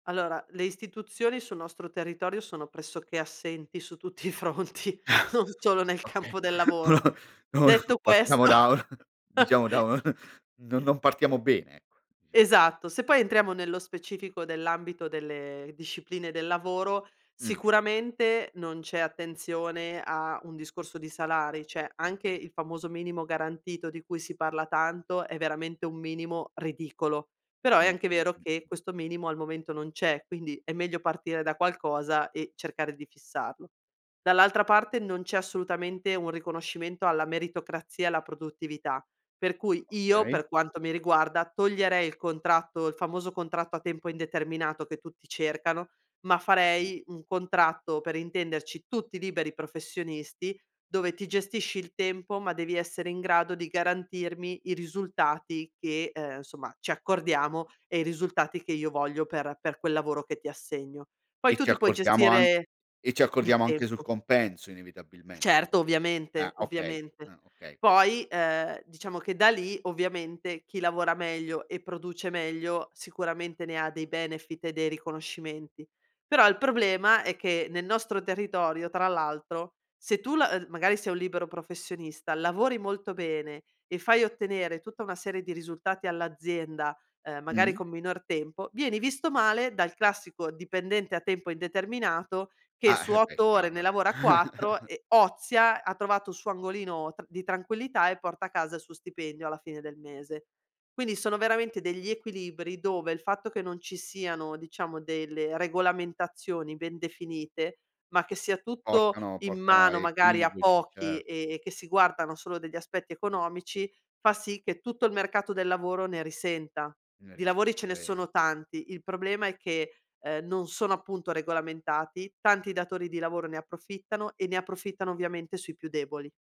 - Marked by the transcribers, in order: chuckle; laughing while speaking: "Okay, partiamo da un diciamo, da un"; laughing while speaking: "tutti i fronti, non solo"; unintelligible speech; other background noise; laughing while speaking: "questo"; chuckle; "cioè" said as "ceh"; stressed: "io"; "insomma" said as "nsomma"; in English: "benefit"; chuckle
- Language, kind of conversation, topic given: Italian, podcast, Come gestisci il confine tra lavoro e vita privata?